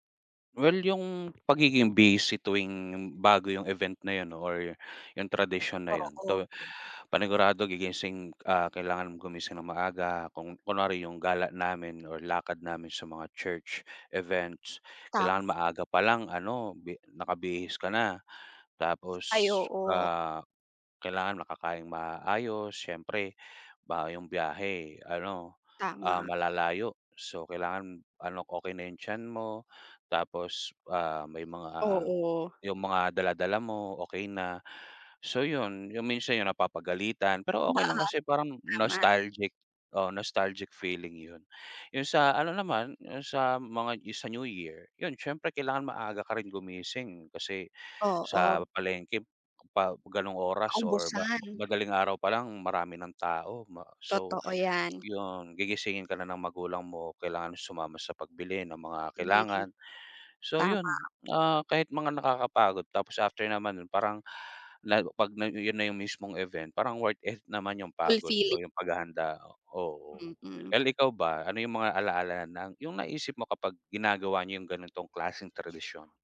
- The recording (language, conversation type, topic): Filipino, unstructured, Ano ang paborito mong tradisyon kasama ang pamilya?
- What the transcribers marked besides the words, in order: tapping